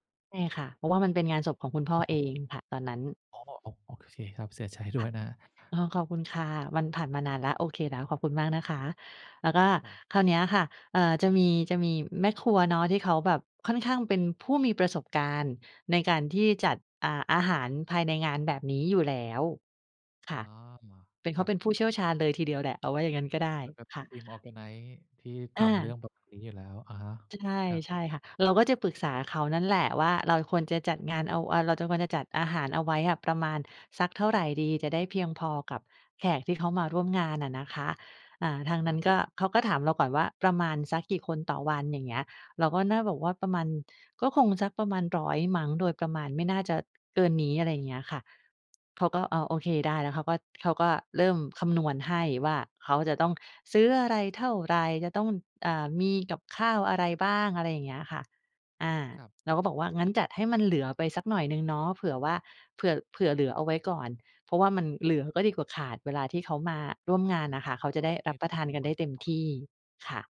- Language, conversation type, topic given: Thai, podcast, เวลาเหลืออาหารจากงานเลี้ยงหรืองานพิธีต่าง ๆ คุณจัดการอย่างไรให้ปลอดภัยและไม่สิ้นเปลือง?
- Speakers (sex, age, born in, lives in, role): female, 45-49, Thailand, Thailand, guest; male, 50-54, Thailand, Thailand, host
- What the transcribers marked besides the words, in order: tapping; in English: "organize"; other background noise